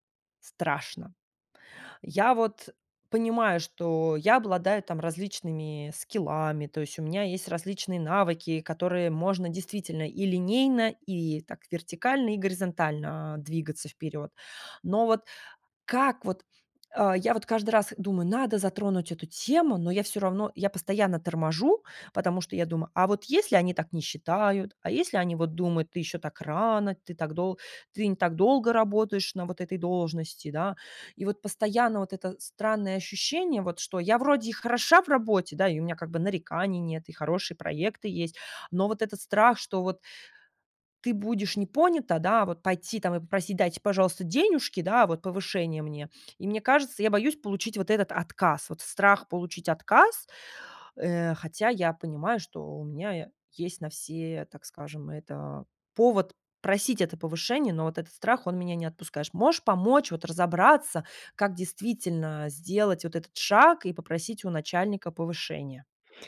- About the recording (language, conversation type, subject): Russian, advice, Как попросить у начальника повышения?
- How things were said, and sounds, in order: in English: "скиллами"